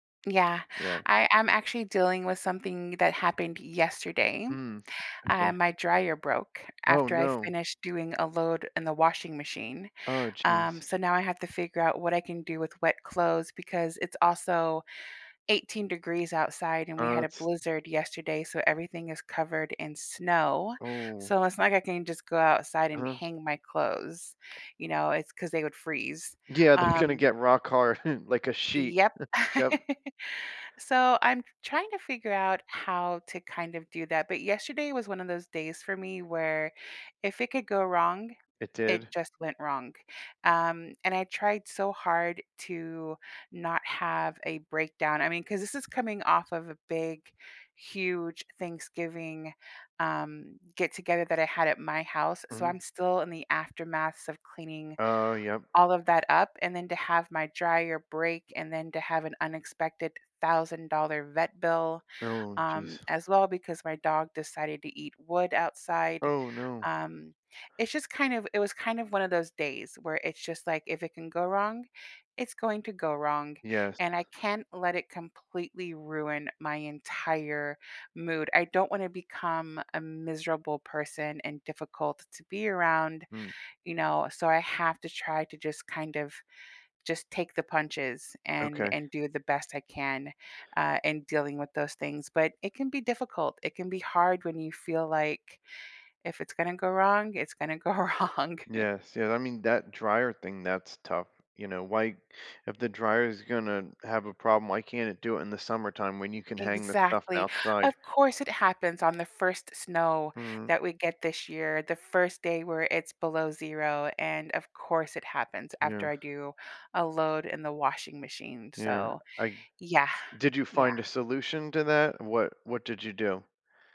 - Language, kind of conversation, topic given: English, unstructured, How are small daily annoyances kept from ruining one's mood?
- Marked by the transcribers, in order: tapping; other background noise; laughing while speaking: "they're"; chuckle; laugh; chuckle; laughing while speaking: "wrong"; chuckle